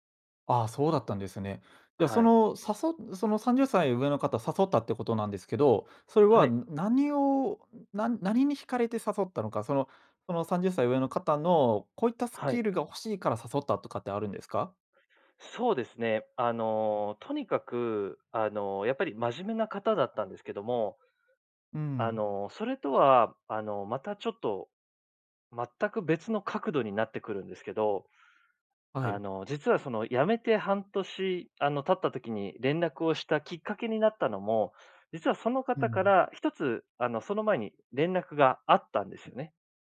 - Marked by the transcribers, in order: none
- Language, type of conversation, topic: Japanese, podcast, 偶然の出会いで人生が変わったことはありますか？